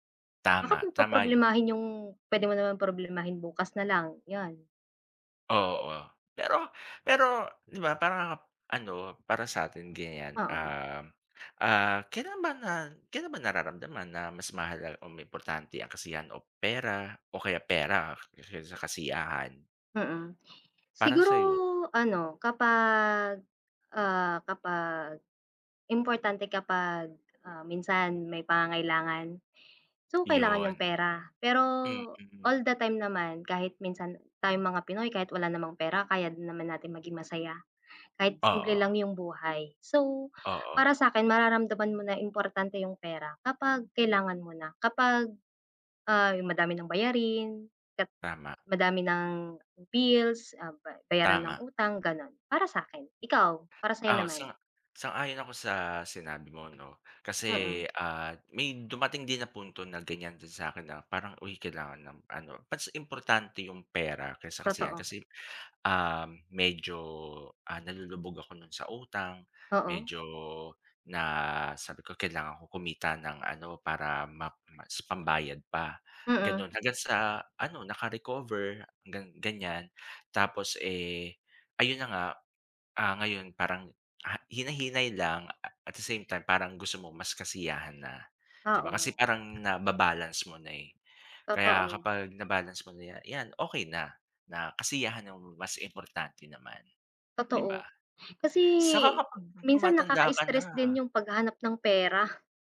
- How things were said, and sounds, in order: other background noise
- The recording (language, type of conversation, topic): Filipino, unstructured, Sa tingin mo ba, mas mahalaga ang pera o ang kasiyahan sa pagtupad ng pangarap?
- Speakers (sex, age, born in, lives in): female, 25-29, Philippines, Philippines; male, 40-44, Philippines, Philippines